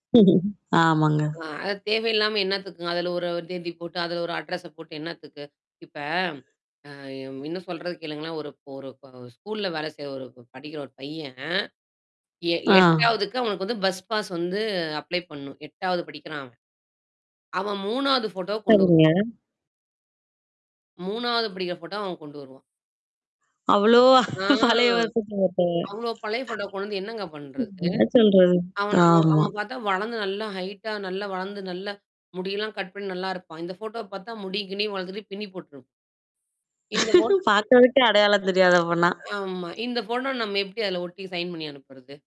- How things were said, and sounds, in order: mechanical hum; laugh; drawn out: "இப்ப"; drawn out: "ஆ"; in English: "பாஸ்"; in English: "அப்ளை"; distorted speech; static; drawn out: "ஆ"; laughing while speaking: "பழைய வருஷத்த போட்டோவ"; other background noise; unintelligible speech; laughing while speaking: "பாக்கறதுக்கே அடையாளம் தெரியாது அப்பன்னா"; unintelligible speech
- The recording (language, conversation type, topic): Tamil, podcast, புகைப்படங்களை பகிர்வதற்கு முன் நீங்கள் என்னென்ன விஷயங்களை கவனிக்கிறீர்கள்?